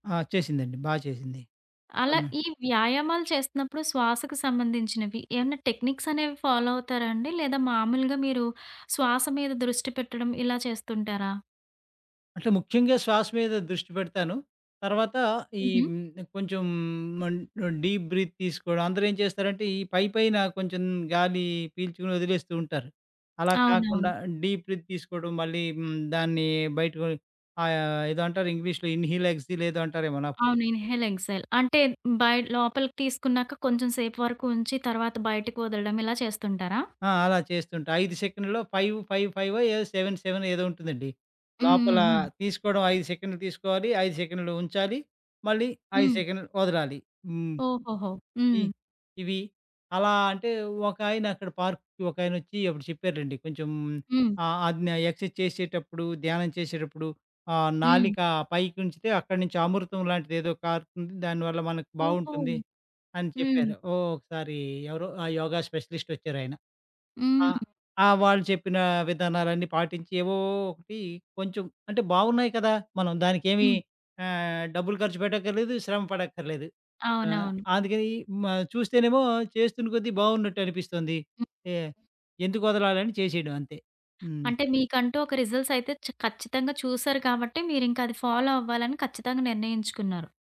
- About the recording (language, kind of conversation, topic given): Telugu, podcast, ప్రశాంతంగా ఉండేందుకు మీకు ఉపయోగపడే శ్వాస వ్యాయామాలు ఏవైనా ఉన్నాయా?
- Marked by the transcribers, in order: other background noise; in English: "టెక్నిక్స్"; in English: "ఫాలో"; in English: "డీప్ బ్రీత్"; in English: "డీప్ బ్రీత్"; tapping; in English: "ఇన్‌హేల్, ఎక్స్‌హేల్"; in English: "ఇన్‌హేల్, ఎక్స్‌హేల్"; in English: "సెకండ్‌లో"; in English: "ఫైవ్"; in English: "సెవెన్ సెవెన్"; in English: "ఎక్సర్సైజ్"; in English: "రిజల్ట్స్"; in English: "ఫాలో"